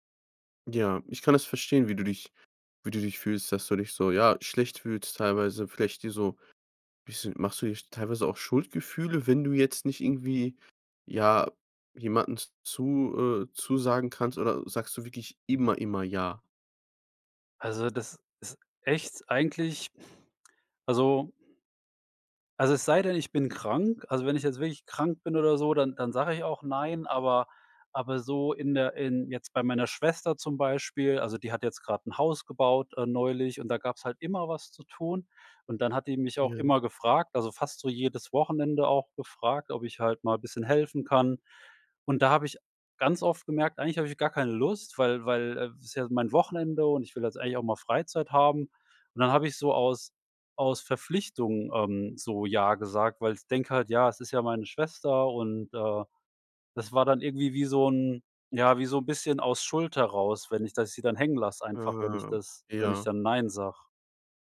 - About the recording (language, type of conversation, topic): German, advice, Wie kann ich lernen, bei der Arbeit und bei Freunden Nein zu sagen?
- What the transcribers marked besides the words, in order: trusting: "Ja, ich kann das verstehen, wie du dich"; stressed: "immer"; snort